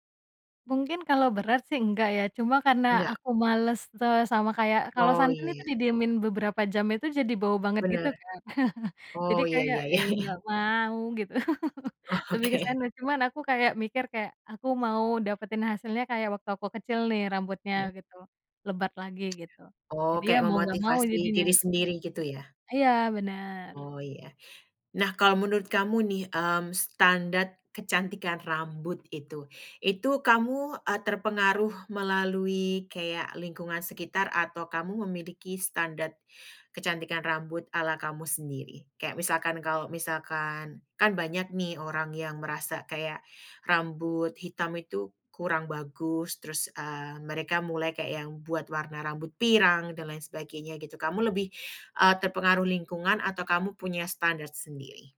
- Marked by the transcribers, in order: laughing while speaking: "ya ya"; chuckle; laughing while speaking: "Oke"; chuckle; tapping
- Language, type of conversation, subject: Indonesian, podcast, Bagaimana rambutmu memengaruhi rasa percaya diri?